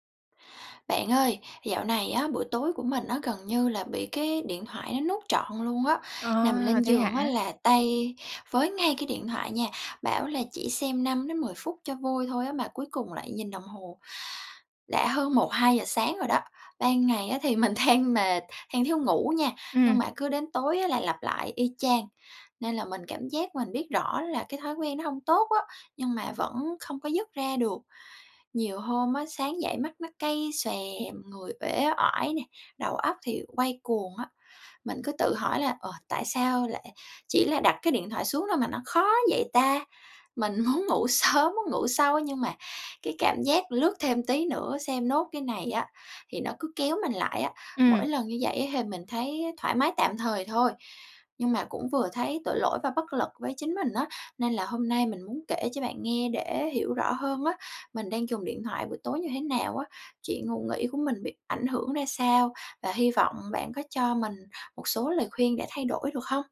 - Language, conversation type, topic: Vietnamese, advice, Làm thế nào để giảm thời gian dùng điện thoại vào buổi tối để ngủ ngon hơn?
- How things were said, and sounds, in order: laughing while speaking: "mình than"; laughing while speaking: "muốn"; tapping